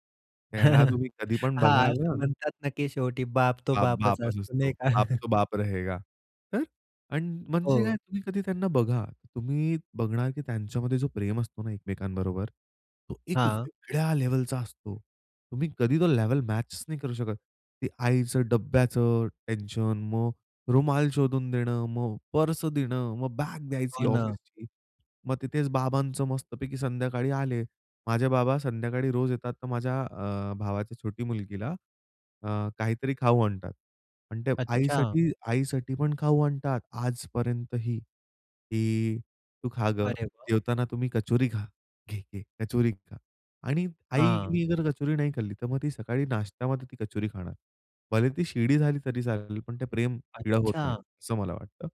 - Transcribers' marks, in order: chuckle; in Hindi: "बाप तो बाप रहेगा"; chuckle
- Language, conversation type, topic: Marathi, podcast, कुटुंबाला एकत्र घेऊन बसायला लावणारे तुमच्या घरातले कोणते खास पदार्थ आहेत?